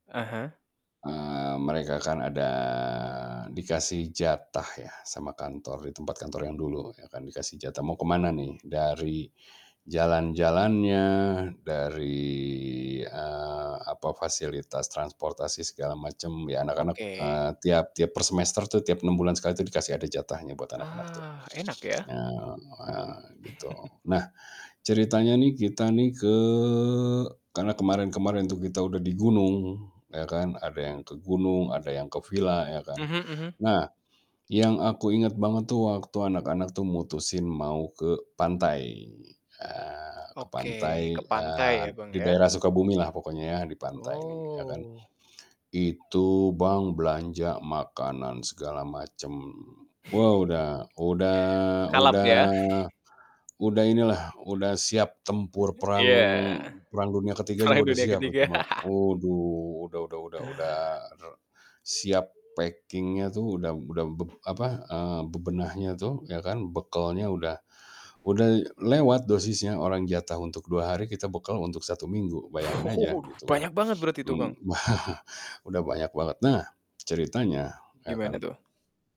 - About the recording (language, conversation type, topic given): Indonesian, podcast, Apa arti kebahagiaan sederhana bagimu?
- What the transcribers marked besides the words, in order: drawn out: "ada"; drawn out: "dari"; chuckle; drawn out: "ke"; tapping; drawn out: "Oh"; other background noise; chuckle; chuckle; chuckle; laugh; in English: "packing-nya"; "udah" said as "udai"; static; laugh; chuckle